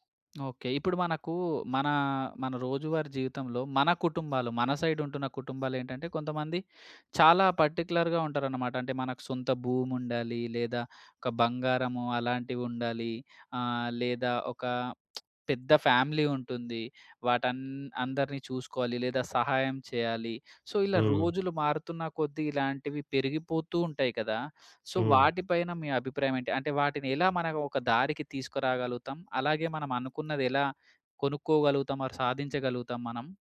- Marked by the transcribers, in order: other noise; other background noise; in English: "సైడ్"; in English: "పార్టిక్యులర్‌గా"; lip smack; in English: "ఫ్యామిలీ"; in English: "సో"; in English: "సో"; in English: "ఆర్"
- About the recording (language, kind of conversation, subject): Telugu, podcast, ఆర్థిక సురక్షత మీకు ఎంత ముఖ్యమైనది?